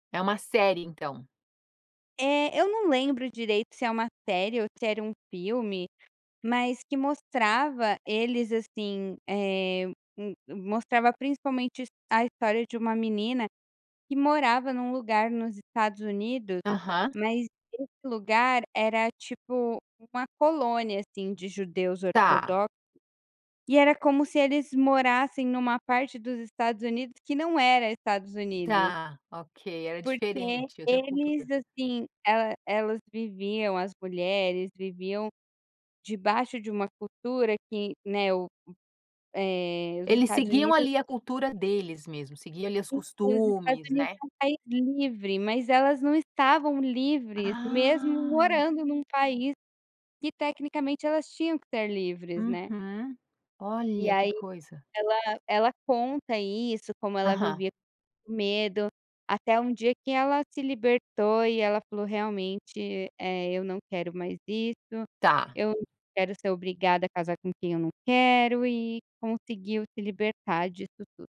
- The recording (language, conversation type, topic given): Portuguese, podcast, Como o streaming mudou, na prática, a forma como assistimos a filmes?
- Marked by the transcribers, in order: tapping; other background noise; unintelligible speech